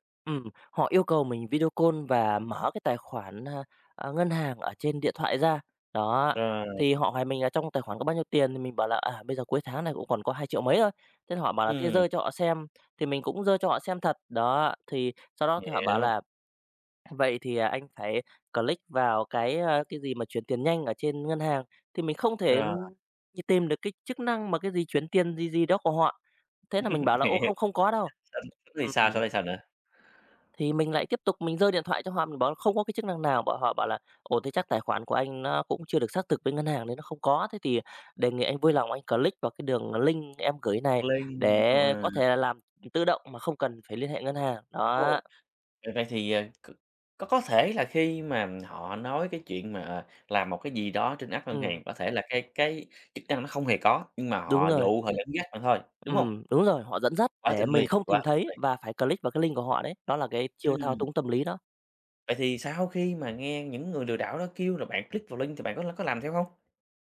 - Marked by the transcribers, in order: in English: "call"; in English: "click"; chuckle; laughing while speaking: "Hiểu"; other background noise; tapping; in English: "click"; in English: "Link"; in English: "link"; in English: "app"; in English: "click"; in English: "link"; in English: "click"; in English: "link"
- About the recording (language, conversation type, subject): Vietnamese, podcast, Bạn đã từng bị lừa đảo trên mạng chưa, bạn có thể kể lại câu chuyện của mình không?